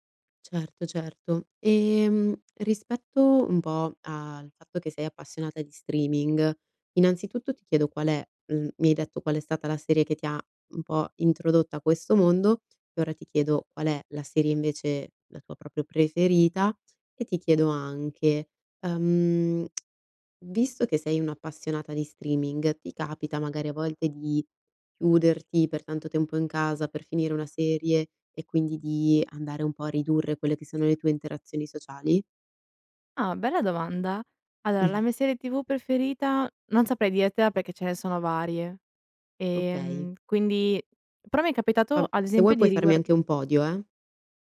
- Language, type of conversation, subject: Italian, podcast, Cosa pensi del fenomeno dello streaming e del binge‑watching?
- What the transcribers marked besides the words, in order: "proprio" said as "propio"; lip smack